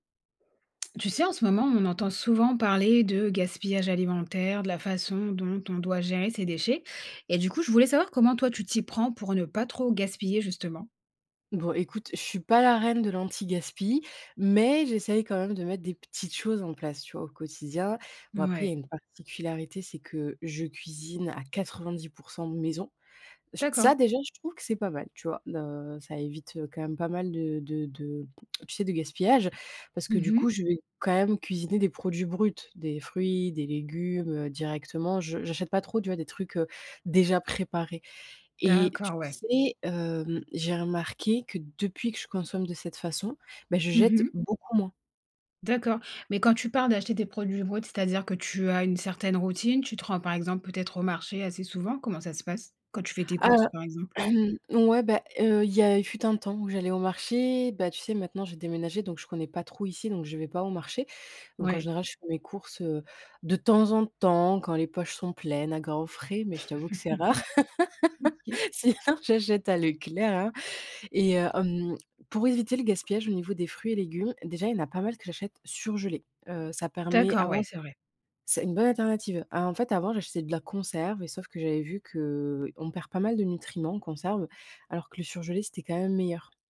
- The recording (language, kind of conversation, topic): French, podcast, Comment gères-tu le gaspillage alimentaire chez toi ?
- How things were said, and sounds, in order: tongue click; other background noise; cough; stressed: "temps"; chuckle; laugh; laughing while speaking: "sinon j'achète à Leclerc, hein"; stressed: "surgelés"